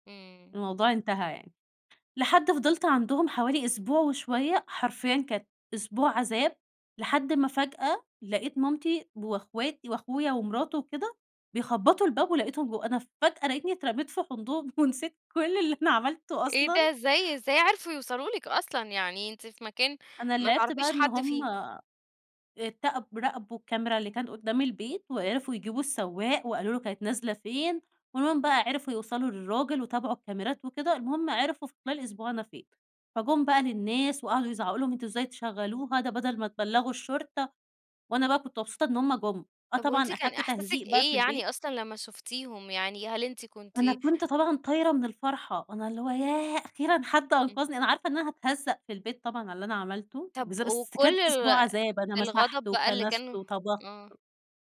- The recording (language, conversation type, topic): Arabic, podcast, مين ساعدك لما كنت تايه؟
- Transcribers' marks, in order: laughing while speaking: "ونسيت كل اللي أنا عملته أصلًا"